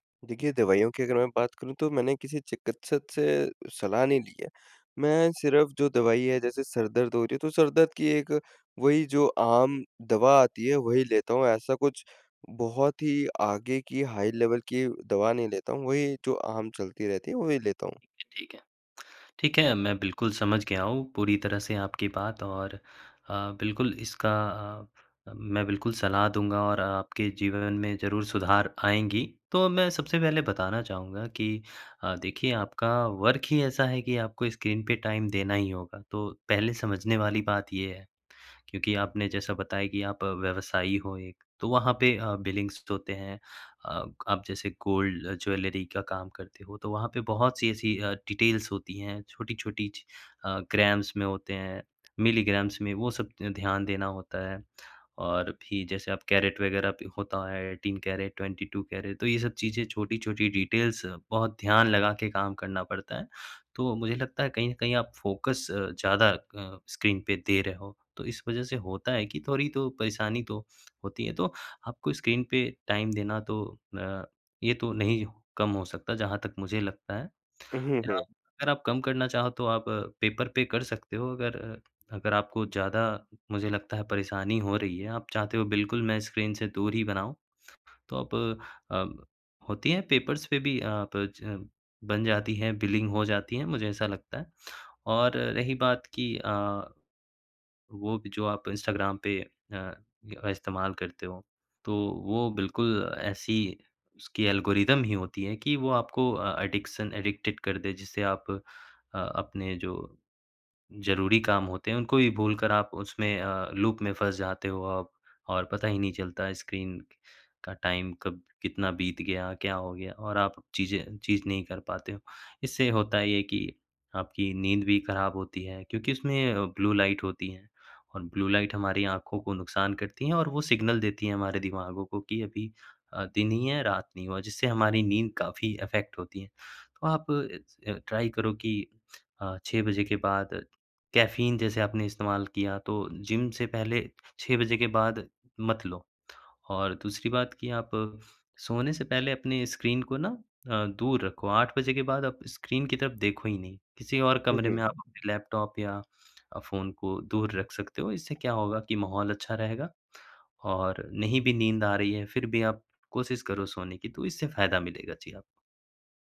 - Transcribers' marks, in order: in English: "हाई लेवल"; lip smack; tapping; in English: "वर्क"; in English: "स्क्रीन"; in English: "टाइम"; in English: "बिलिंग्स"; in English: "गोल्ड ज्वेलरी"; in English: "डिटेल्स"; in English: "ग्राम्स"; in English: "मिलीग्राम्स"; in English: "एटीन कैरेट, ट्वेंटी टू कैरेट"; in English: "डिटेल्स"; in English: "फ़ोकस"; in English: "स्क्रीन"; in English: "स्क्रीन"; in English: "टाइम"; unintelligible speech; in English: "पेपर"; in English: "स्क्रीन"; in English: "पेपर्स"; in English: "बिलिंग"; in English: "एल्गोरिदम"; in English: "एडिक्शन एडिक्टेड"; in English: "लूप"; in English: "टाइम"; in English: "ब्लू लाइट"; in English: "ब्लू लाइट"; in English: "सिग्नल"; in English: "अफेक्ट"; in English: "ट्राई"; in English: "स्क्रीन"; in English: "स्क्रीन"
- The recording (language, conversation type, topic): Hindi, advice, स्क्रीन देर तक देखने के बाद नींद न आने की समस्या